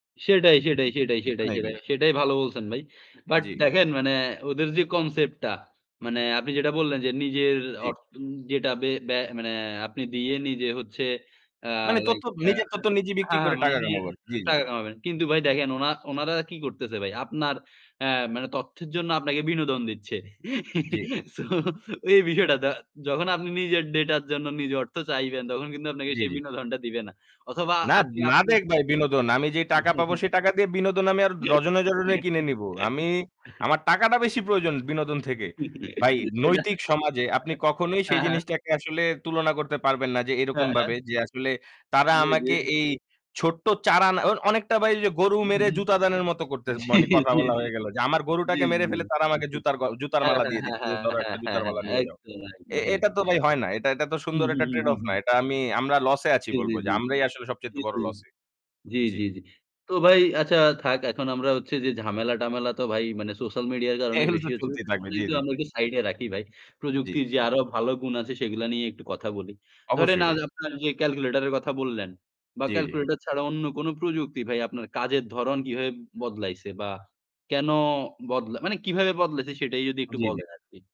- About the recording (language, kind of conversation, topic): Bengali, unstructured, তুমি কীভাবে প্রযুক্তির সাহায্যে নিজের কাজ সহজ করো?
- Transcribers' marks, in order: static; distorted speech; giggle; laughing while speaking: "সো"; chuckle; laugh; "কথা" said as "কতা"; laughing while speaking: "জ্বী"; laughing while speaking: "এগুলো তো"; unintelligible speech; tapping